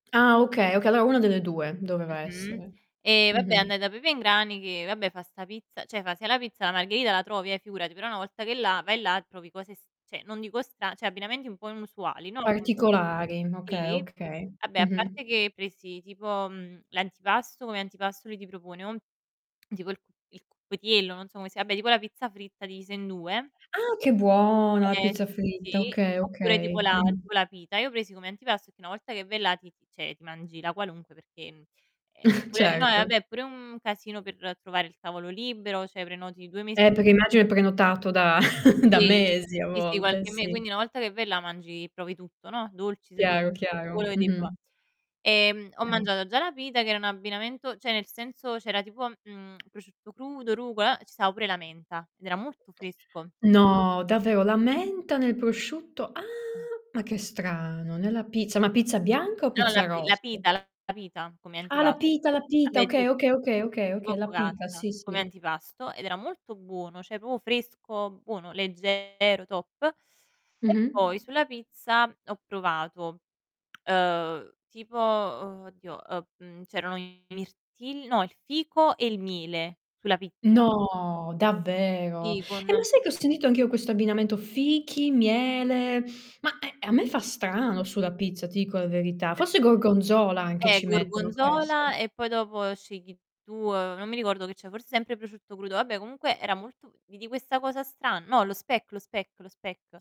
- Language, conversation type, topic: Italian, unstructured, Quale sapore ti ha sorpreso piacevolmente?
- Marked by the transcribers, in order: "cioè" said as "ceh"; "cioè" said as "ceh"; "cioè" said as "ceh"; tapping; distorted speech; other noise; "vabbè" said as "abbè"; other background noise; drawn out: "buona"; chuckle; "cioè" said as "ceh"; chuckle; unintelligible speech; unintelligible speech; "cioè" said as "ceh"; surprised: "Ah"; "cioè" said as "ceh"; "proprio" said as "popo"; static; drawn out: "No"; unintelligible speech; "scegli" said as "scei"